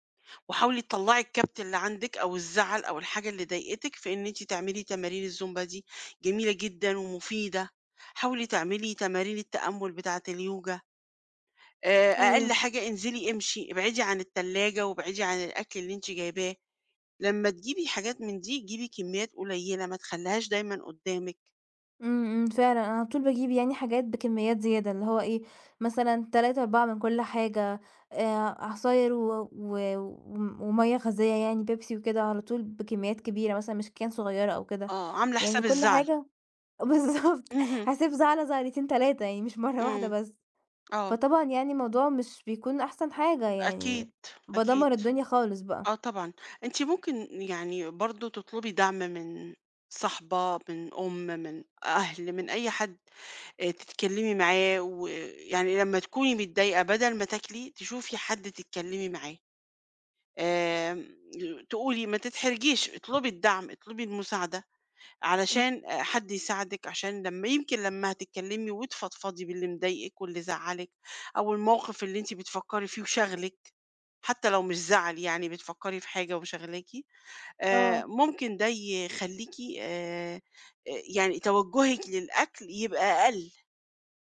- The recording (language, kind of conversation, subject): Arabic, advice, إزاي بتتعامل مع الأكل العاطفي لما بتكون متوتر أو زعلان؟
- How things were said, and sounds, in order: in English: "cane"; laughing while speaking: "بالضبط"